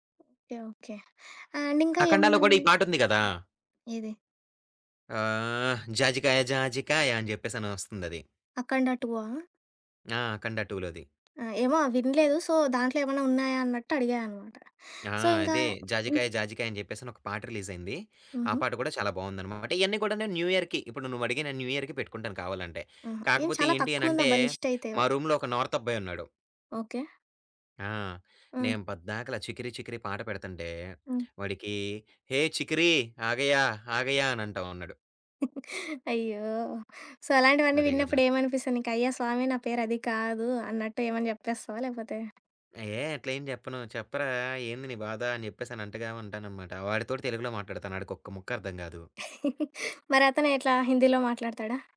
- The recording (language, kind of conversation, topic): Telugu, podcast, పార్టీకి ప్లేలిస్ట్ సిద్ధం చేయాలంటే మొదట మీరు ఎలాంటి పాటలను ఎంచుకుంటారు?
- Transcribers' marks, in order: other background noise; in English: "అండ్"; in English: "సో"; in English: "సో"; in English: "రిలీజ్"; in English: "న్యూ ఇయర్‌కి"; in English: "న్యూ ఇయర్‌కి"; in English: "రూమ్‌లో"; in Hindi: "ఆగయా ఆగయా"; giggle; in English: "సో"; chuckle